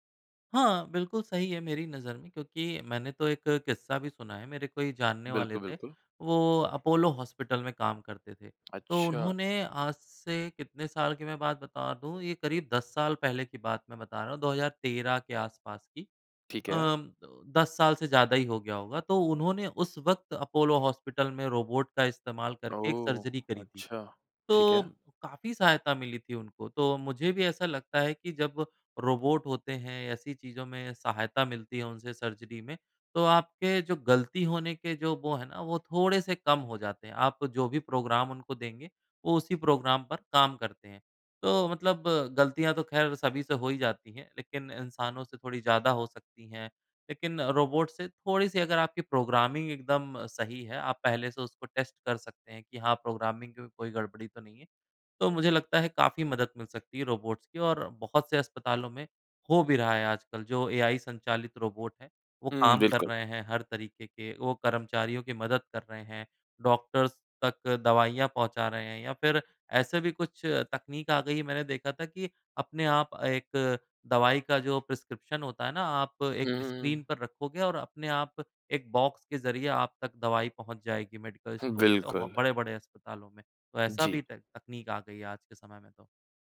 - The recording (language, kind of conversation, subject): Hindi, podcast, स्वास्थ्य की देखभाल में तकनीक का अगला बड़ा बदलाव क्या होगा?
- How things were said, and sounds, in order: tapping; in English: "प्रोग्राम"; in English: "प्रोग्राम"; in English: "प्रोग्रामिंग"; in English: "टेस्ट"; in English: "प्रोग्रामिंग"; in English: "डॉक्टर्स"; in English: "प्रिस्क्रिप्शन"; in English: "स्क्रीन"; in English: "बॉक्स"; in English: "मेडिकल स्टोर"